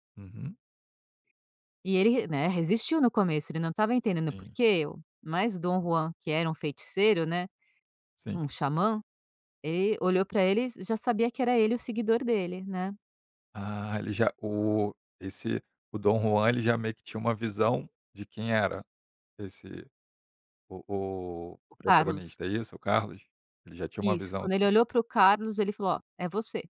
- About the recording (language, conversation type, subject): Portuguese, podcast, Qual personagem de livro mais te marcou e por quê?
- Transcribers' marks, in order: none